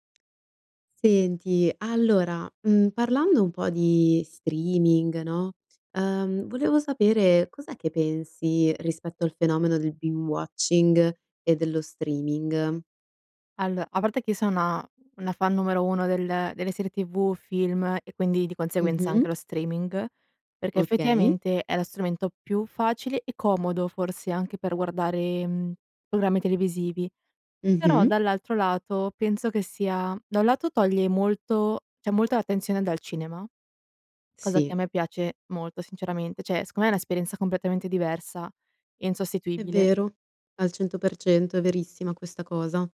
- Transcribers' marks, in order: tapping; in English: "binge-watching"; "cioè" said as "ceh"; "Cioè" said as "ceh"
- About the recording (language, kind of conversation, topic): Italian, podcast, Cosa pensi del fenomeno dello streaming e del binge‑watching?